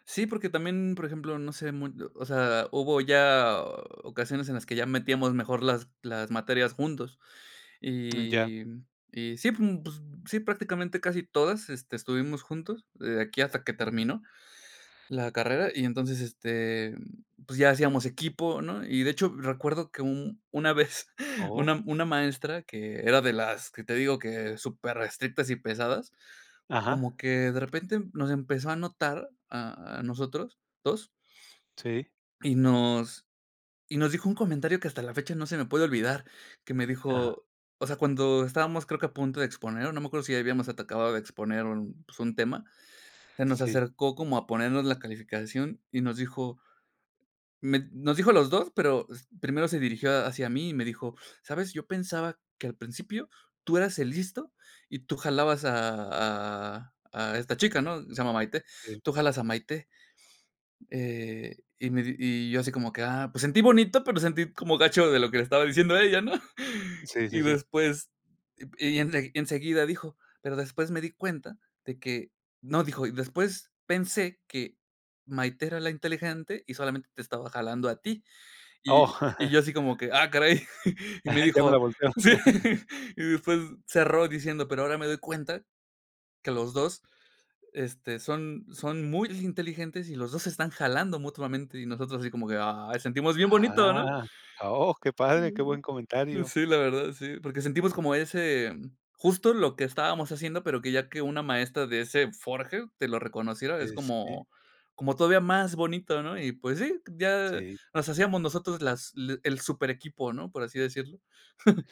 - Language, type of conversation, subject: Spanish, podcast, ¿Quién fue la persona que más te guió en tu carrera y por qué?
- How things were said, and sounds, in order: chuckle; chuckle